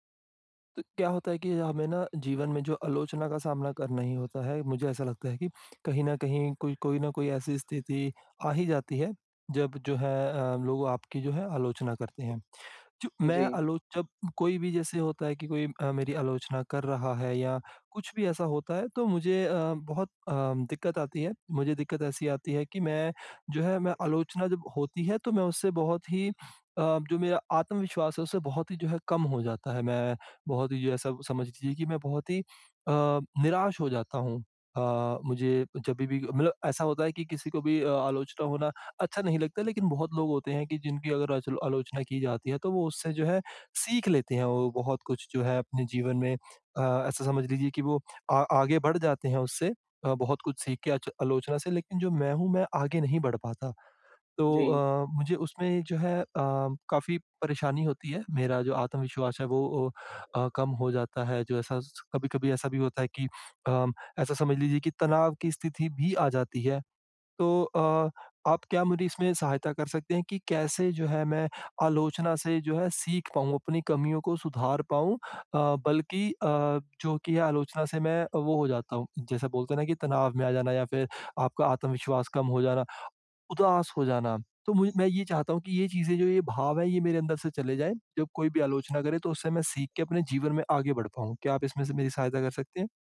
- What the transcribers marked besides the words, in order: tapping
- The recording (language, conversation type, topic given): Hindi, advice, आलोचना से सीखने और अपनी कमियों में सुधार करने का तरीका क्या है?